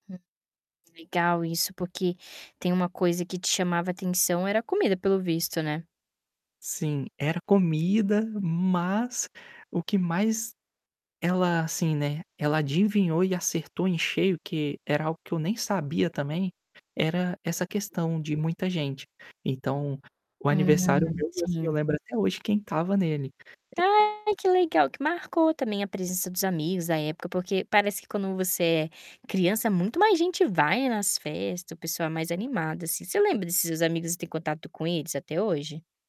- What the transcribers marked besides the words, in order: tapping; other background noise; static; distorted speech
- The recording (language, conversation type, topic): Portuguese, podcast, Você pode me contar sobre uma festa que marcou a sua infância?